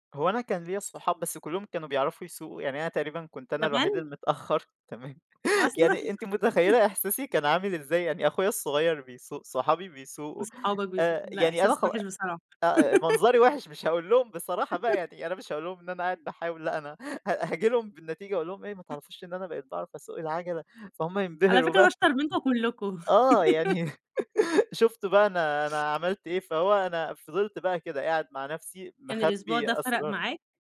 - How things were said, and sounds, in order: tapping; chuckle; laugh; giggle; chuckle; other noise; giggle
- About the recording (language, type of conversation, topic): Arabic, podcast, إمتى كانت أول مرة ركبت العجلة لوحدك، وحسّيت بإيه؟